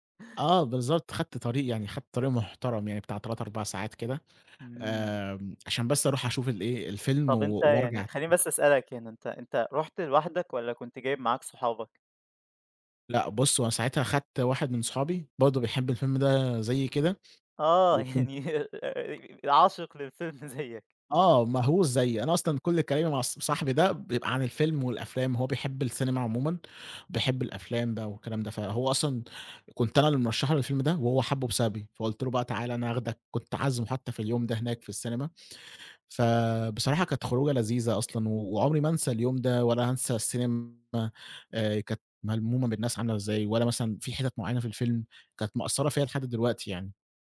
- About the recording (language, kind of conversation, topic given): Arabic, podcast, تحب تحكيلنا عن تجربة في السينما عمرك ما تنساها؟
- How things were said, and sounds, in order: other background noise; laughing while speaking: "يعني آآ، عاشق للفيلم زيّك"